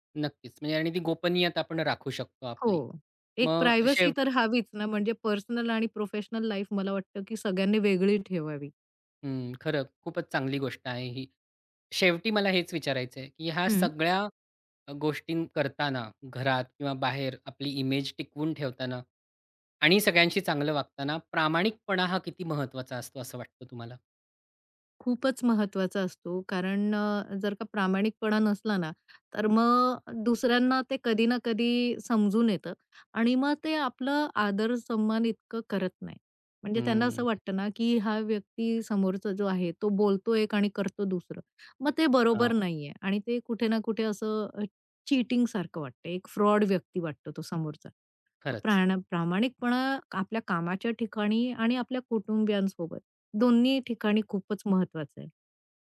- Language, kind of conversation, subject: Marathi, podcast, घरी आणि बाहेर वेगळी ओळख असल्यास ती तुम्ही कशी सांभाळता?
- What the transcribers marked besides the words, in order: in English: "प्रायव्हसी"; other background noise